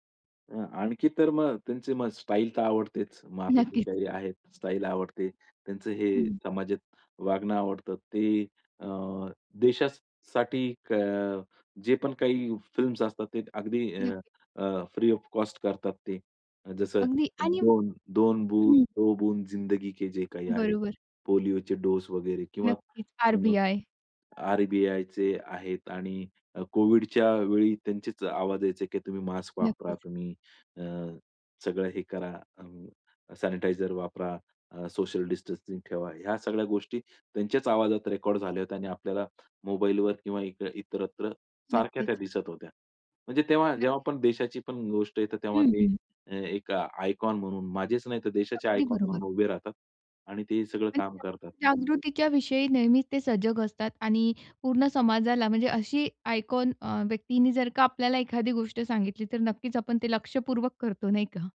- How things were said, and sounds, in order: other background noise; in English: "फिल्म्स"; in English: "फ्री ऑफ कॉस्ट"; in Hindi: "दो बूंद जिंदगी के"; tapping; in English: "डिस्टन्सिंग"; in English: "आयकॉन"; in English: "आयकॉन"; in English: "आयकॉन"
- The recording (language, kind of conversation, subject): Marathi, podcast, कोणत्या आदर्श व्यक्ती किंवा प्रतीकांचा तुमच्यावर सर्वाधिक प्रभाव पडतो?